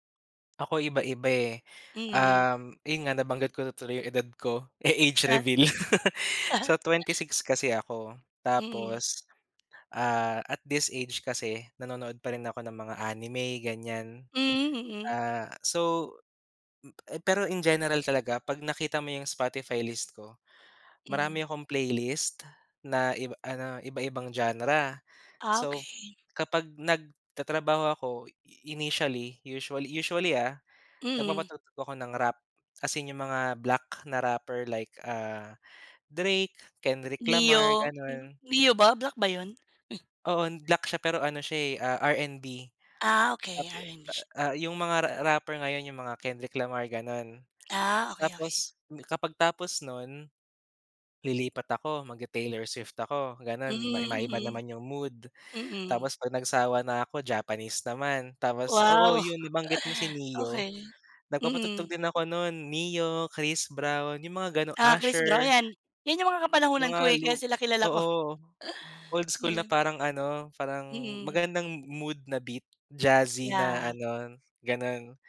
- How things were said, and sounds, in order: chuckle; laugh
- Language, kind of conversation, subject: Filipino, unstructured, Paano nakaaapekto sa iyo ang musika sa araw-araw?